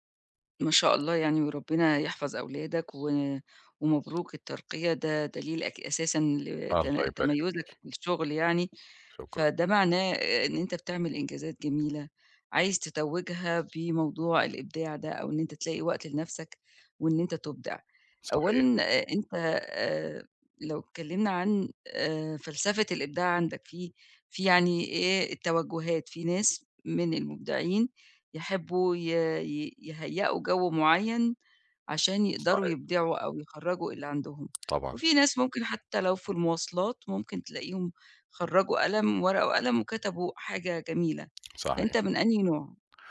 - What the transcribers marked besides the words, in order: bird; tapping
- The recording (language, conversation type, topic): Arabic, advice, إمتى وازاي بتلاقي وقت وطاقة للإبداع وسط ضغط الشغل والبيت؟